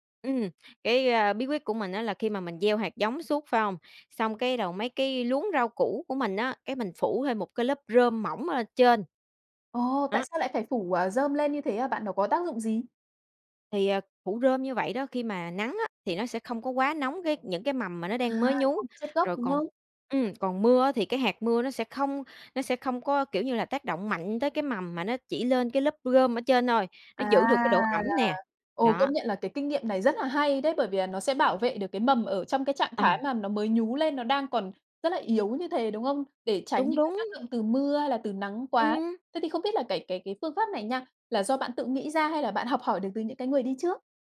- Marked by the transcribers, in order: tapping; "rơm" said as "gơm"; other background noise
- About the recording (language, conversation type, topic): Vietnamese, podcast, Bạn có bí quyết nào để trồng rau trên ban công không?